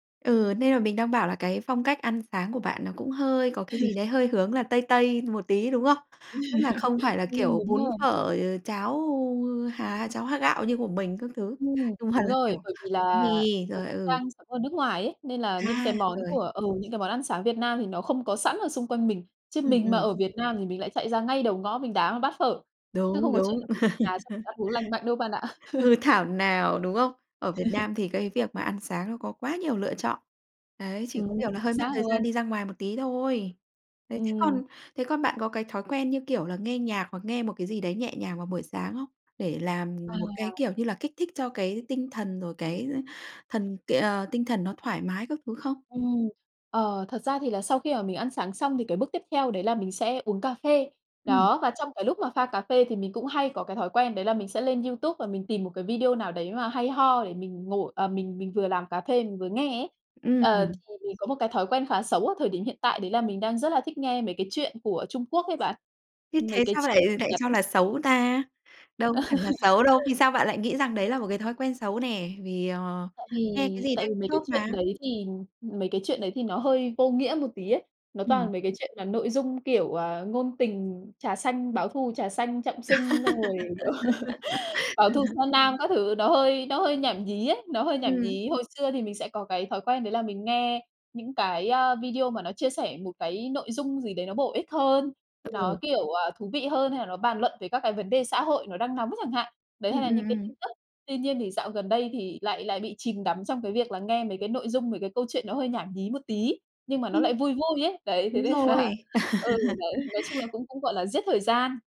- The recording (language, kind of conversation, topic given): Vietnamese, podcast, Buổi sáng của bạn thường bắt đầu như thế nào?
- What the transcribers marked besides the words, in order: laugh; laugh; laughing while speaking: "mà là, kiểu"; laugh; laughing while speaking: "Ừ"; laugh; other background noise; laugh; laugh; laughing while speaking: "thế nên là"; laugh